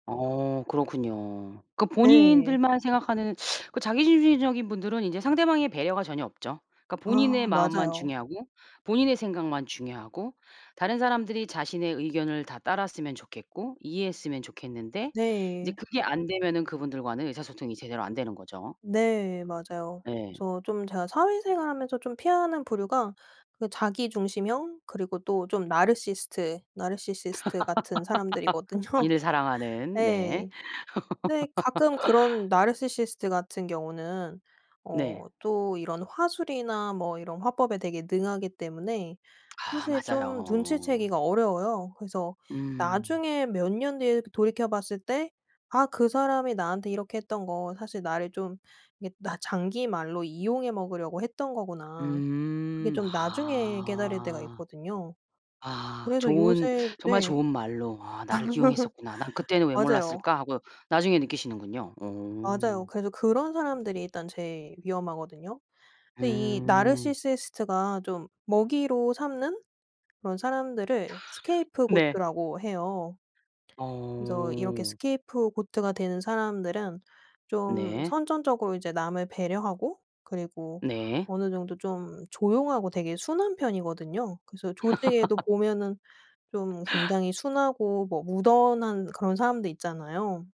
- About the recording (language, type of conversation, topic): Korean, podcast, 침묵을 유지하는 것이 도움이 될 때가 있나요?
- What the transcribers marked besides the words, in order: other background noise; tapping; laugh; laughing while speaking: "사람들이거든요"; laugh; laugh; laugh; in English: "Scapegoat라고"; in English: "Scapegoat가"; laugh